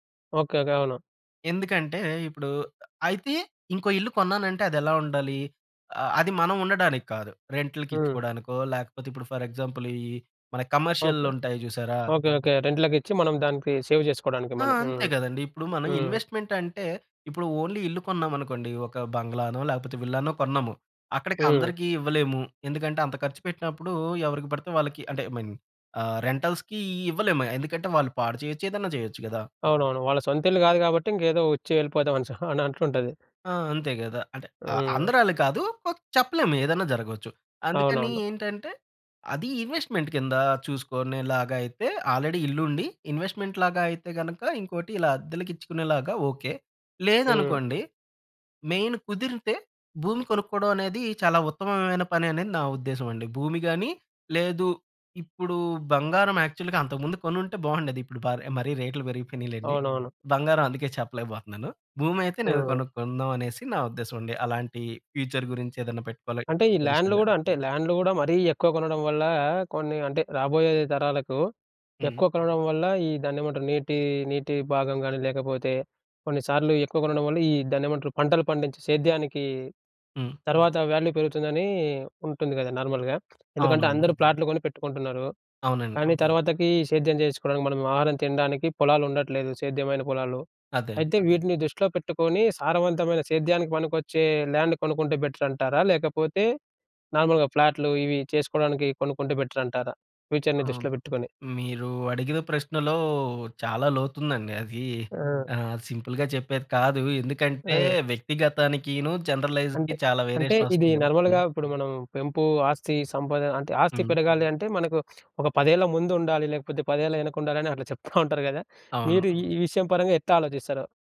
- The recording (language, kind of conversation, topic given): Telugu, podcast, ప్రయాణాలు, కొత్త అనుభవాల కోసం ఖర్చు చేయడమా లేదా ఆస్తి పెంపుకు ఖర్చు చేయడమా—మీకు ఏది ఎక్కువ ముఖ్యమైంది?
- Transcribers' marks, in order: other noise; in English: "ఫర్ ఎగ్జాంపుల్"; in English: "కమర్షియల్‌లో"; in English: "సేవ్"; in English: "మనీ"; in English: "ఇన్వెస్ట్‌మెంట్"; in English: "ఓన్లీ"; in English: "ఐ మీన్"; in English: "రెంటల్స్‌కీ"; chuckle; in English: "ఇన్వెస్ట్‌మెంట్"; in English: "ఆల్రెడీ"; in English: "ఇన్వెస్ట్‌మెంట్‌లాగా"; in English: "మెయిన్"; in English: "యాక్చువల్‌గా"; chuckle; in English: "ఫ్యూచర్"; in English: "అడిషనల్‌గా"; in English: "వాల్యూ"; in English: "నార్మల్‌గా"; tapping; other background noise; in English: "ల్యాండ్"; in English: "నార్మల్‌గా"; in English: "ఫ్యూచర్‌ని"; drawn out: "ప్రశ్నలో"; in English: "సింపుల్‌గా"; in English: "జనరలైజ్‌కి"; in English: "వేరియేషన్"; in English: "నార్మల్‌గా"; chuckle